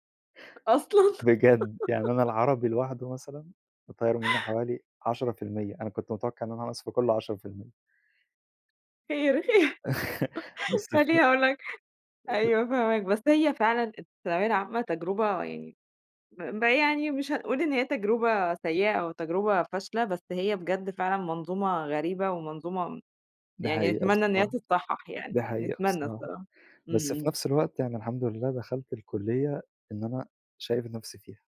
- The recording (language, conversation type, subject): Arabic, podcast, إزاي تتعامل مع خوفك من الفشل وإنت بتسعى للنجاح؟
- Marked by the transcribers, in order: laughing while speaking: "أصلًا"; giggle; laughing while speaking: "خير، خير. خلّيني أقول لك"; laugh; unintelligible speech